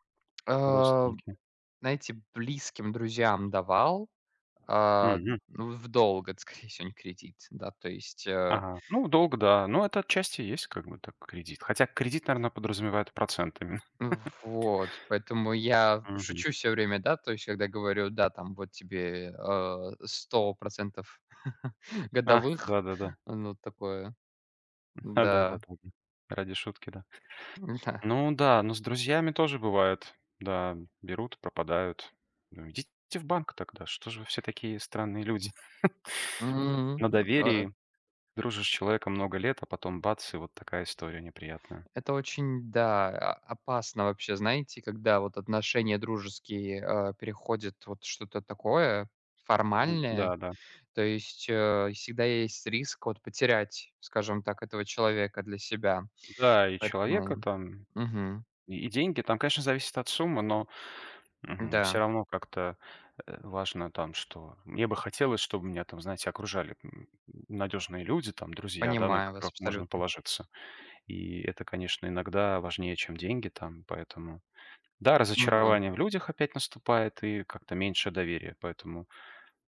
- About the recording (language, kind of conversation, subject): Russian, unstructured, Почему кредитные карты иногда кажутся людям ловушкой?
- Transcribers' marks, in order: chuckle; chuckle; tapping; chuckle